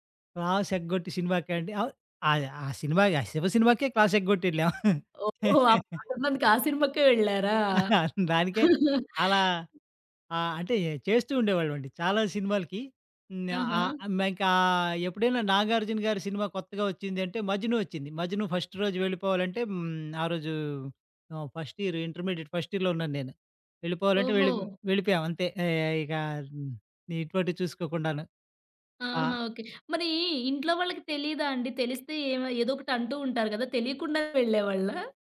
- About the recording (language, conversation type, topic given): Telugu, podcast, పాత పాట వింటే గుర్తుకు వచ్చే ఒక్క జ్ఞాపకం ఏది?
- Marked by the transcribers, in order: chuckle; other background noise; chuckle; in English: "ఫస్ట్"; in English: "ఫస్ట్ ఇయర్, ఇంటర్మీడియేట్ ఫస్ట్ ఇయర్‌లో"